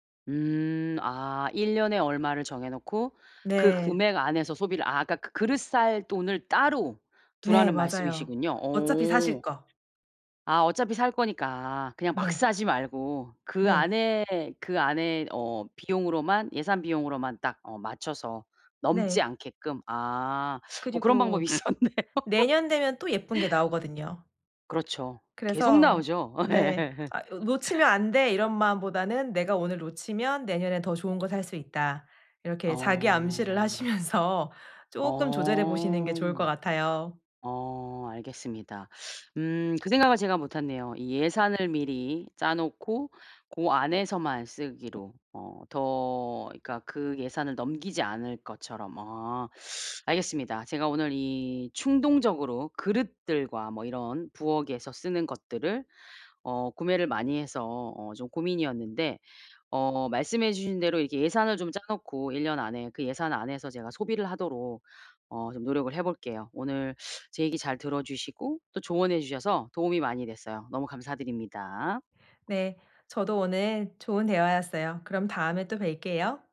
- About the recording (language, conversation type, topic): Korean, advice, 충동과 자동 반응을 더 잘 억제하려면 어떻게 해야 하나요?
- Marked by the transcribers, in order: other background noise; tapping; laughing while speaking: "방법이 있었네요"; laughing while speaking: "예"; laugh; laughing while speaking: "하시면서"